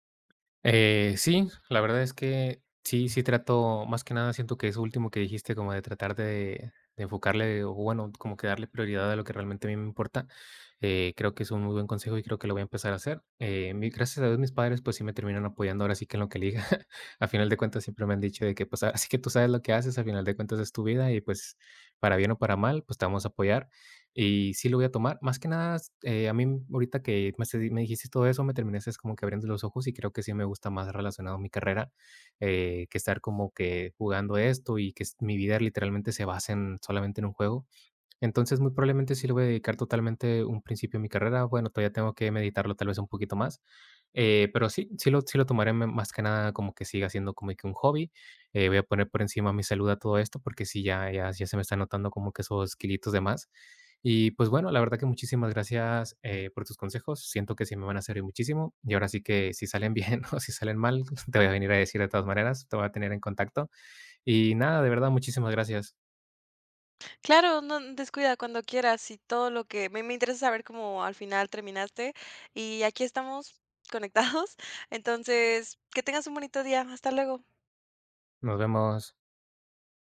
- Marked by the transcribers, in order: tapping; laughing while speaking: "elija"; "dijiste" said as "dijistes"; "terminaste" said as "terminastes"; laughing while speaking: "bien"; laughing while speaking: "conectados"
- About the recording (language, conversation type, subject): Spanish, advice, ¿Cómo puedo manejar la presión de sacrificar mis hobbies o mi salud por las demandas de otras personas?